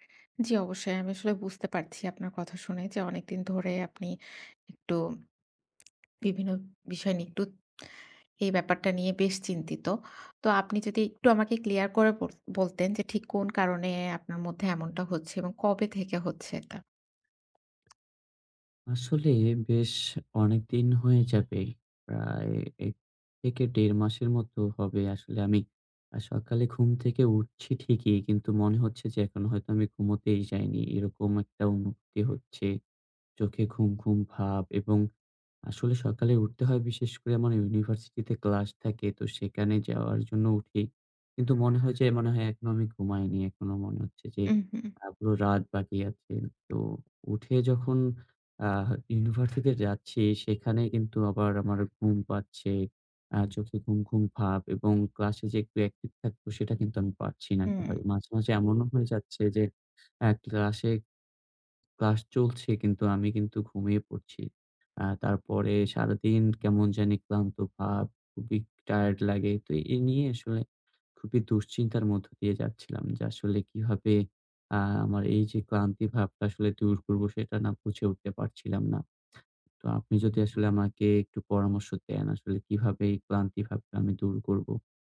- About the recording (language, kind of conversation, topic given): Bengali, advice, ঘুম থেকে ওঠার পর কেন ক্লান্ত লাগে এবং কীভাবে আরো তরতাজা হওয়া যায়?
- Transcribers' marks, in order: tapping; other background noise; horn